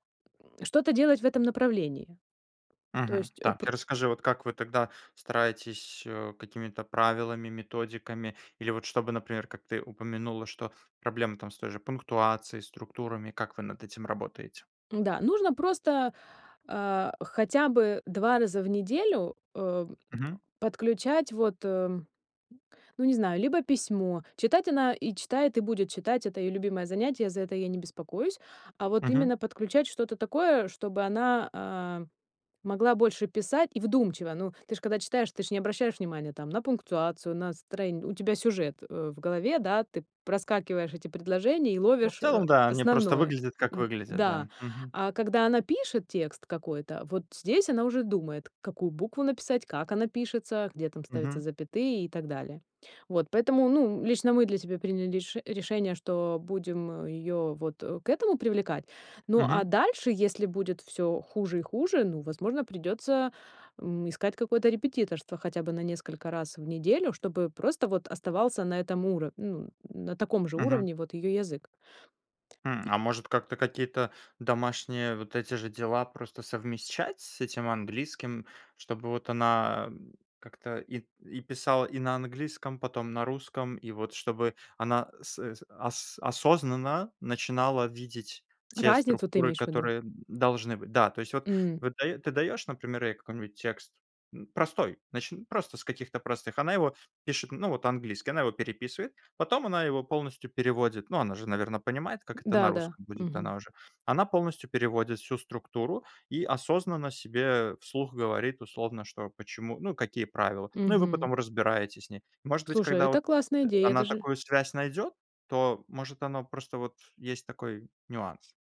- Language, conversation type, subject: Russian, podcast, Как ты относишься к смешению языков в семье?
- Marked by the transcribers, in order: tapping; other noise